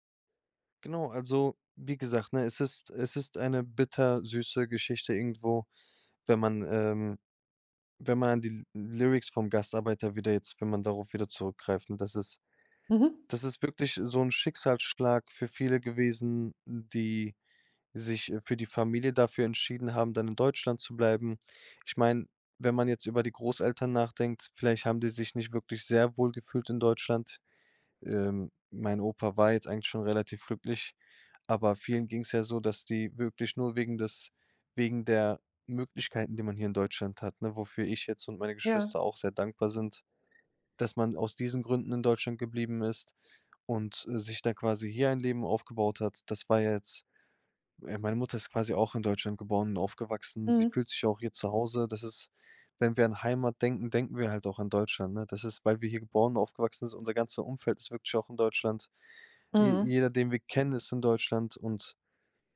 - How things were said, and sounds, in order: none
- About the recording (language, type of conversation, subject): German, podcast, Wie nimmst du kulturelle Einflüsse in moderner Musik wahr?